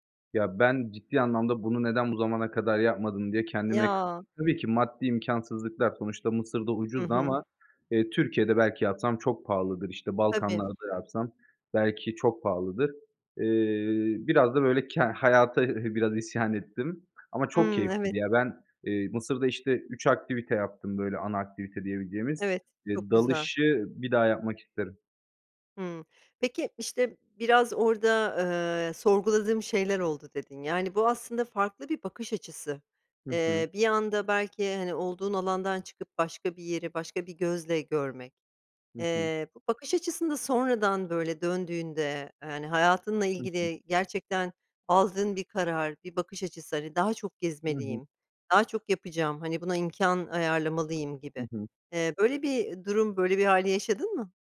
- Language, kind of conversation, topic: Turkish, podcast, Bana unutamadığın bir deneyimini anlatır mısın?
- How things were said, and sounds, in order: other background noise; chuckle; tapping